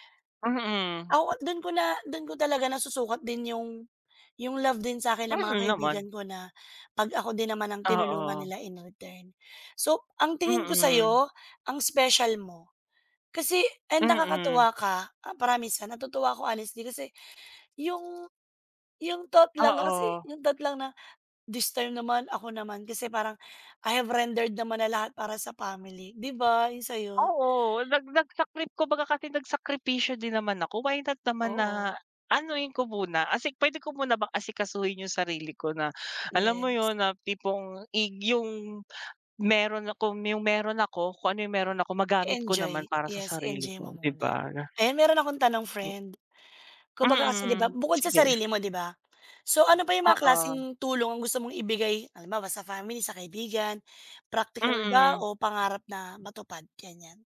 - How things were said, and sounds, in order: unintelligible speech; other background noise; tapping
- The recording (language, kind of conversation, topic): Filipino, unstructured, Sino ang unang taong gusto mong tulungan kapag nagkaroon ka ng pera?